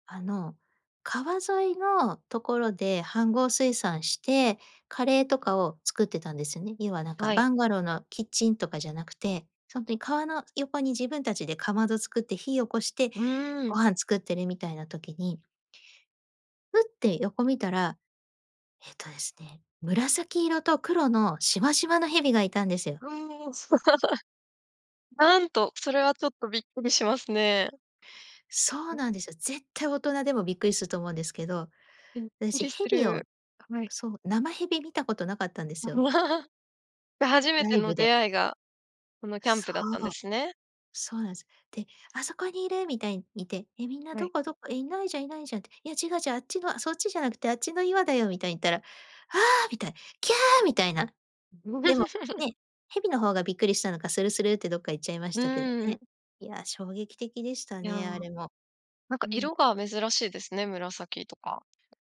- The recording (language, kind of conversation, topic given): Japanese, podcast, 子どもの頃、自然の中で過ごした思い出を教えてくれますか？
- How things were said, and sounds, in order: laugh; unintelligible speech; unintelligible speech; other noise; laugh; chuckle; tapping